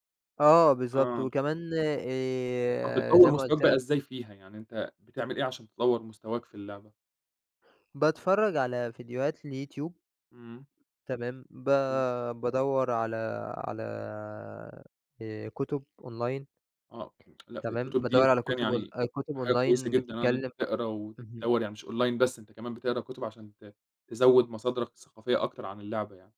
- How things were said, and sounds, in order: other background noise; tapping; in English: "Online"; unintelligible speech; in English: "Online"; in English: "Online"
- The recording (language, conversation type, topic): Arabic, podcast, لو عندك يوم كامل فاضي، هتقضيه إزاي مع هوايتك؟